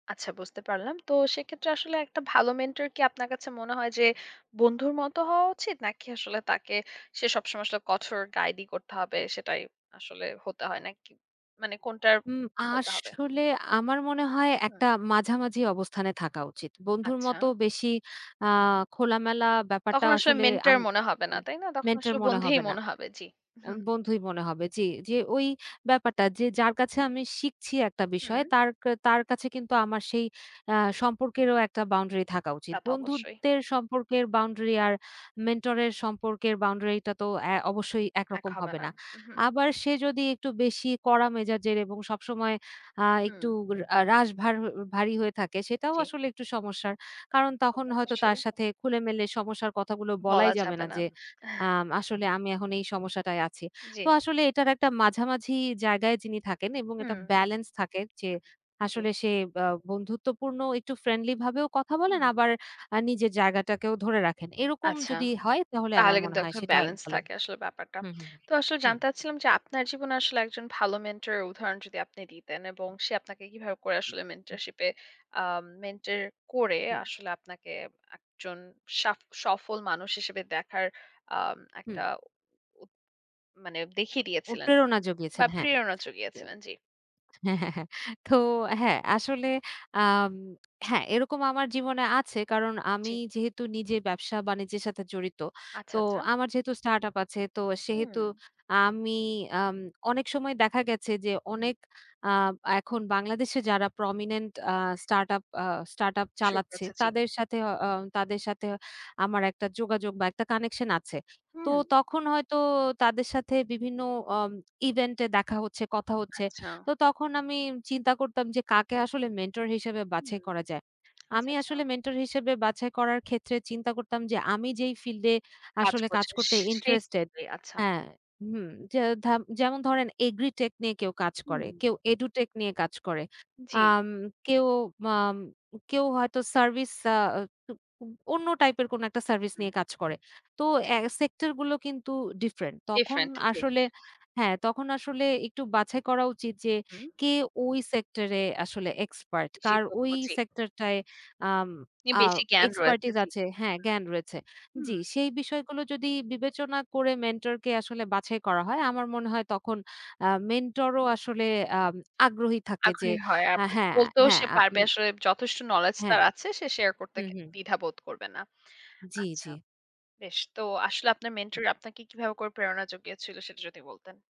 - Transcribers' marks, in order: other background noise; tapping; chuckle; other noise; laughing while speaking: "হ্যাঁ, হ্যাঁ"; in English: "prominent"; in English: "expertise"
- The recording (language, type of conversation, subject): Bengali, podcast, আপনার কাছে একজন ভালো মেন্টর কেমন হওয়া উচিত?